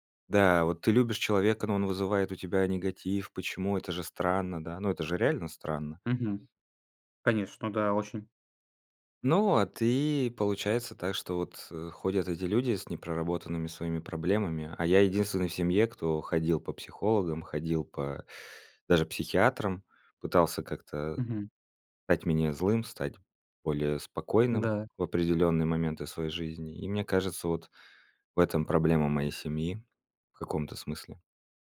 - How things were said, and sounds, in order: none
- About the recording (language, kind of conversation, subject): Russian, podcast, Как обычно проходят разговоры за большим семейным столом у вас?